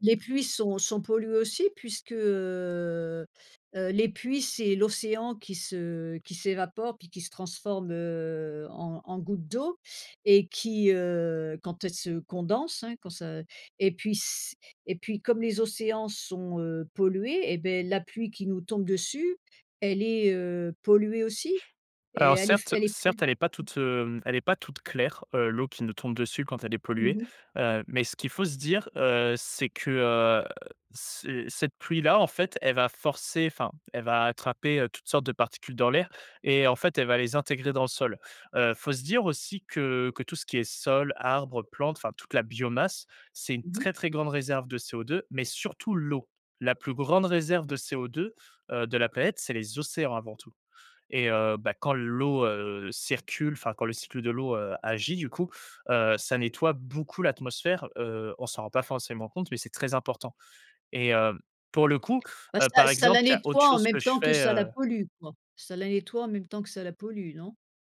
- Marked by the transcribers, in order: drawn out: "heu"; unintelligible speech
- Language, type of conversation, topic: French, podcast, Que peut faire chacun pour protéger les cycles naturels ?